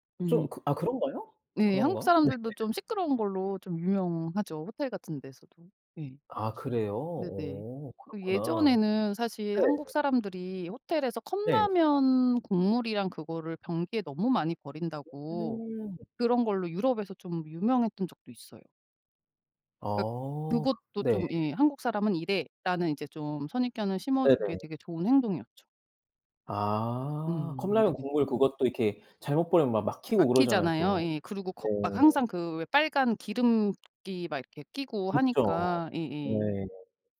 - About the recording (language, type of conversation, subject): Korean, unstructured, 여행지에서 현지 문화를 존중하지 않는 사람들에 대해 어떻게 생각하시나요?
- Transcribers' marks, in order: laughing while speaking: "네"; laugh; sniff